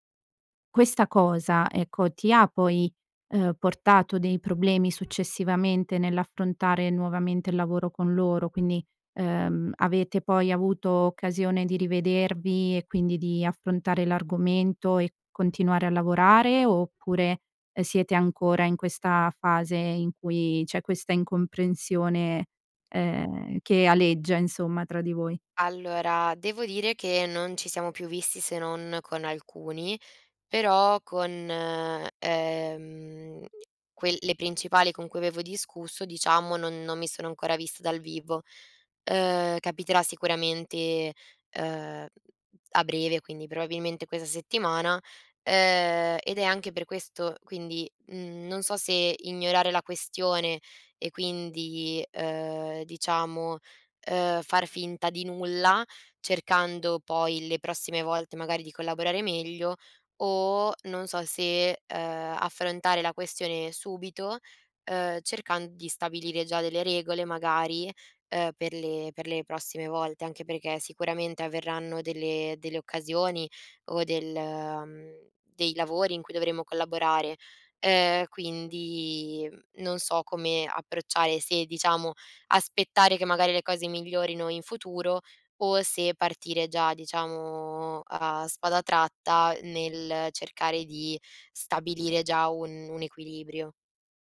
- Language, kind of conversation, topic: Italian, advice, Come posso gestire le critiche costanti di un collega che stanno mettendo a rischio la collaborazione?
- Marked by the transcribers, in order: horn; "questa" said as "quesa"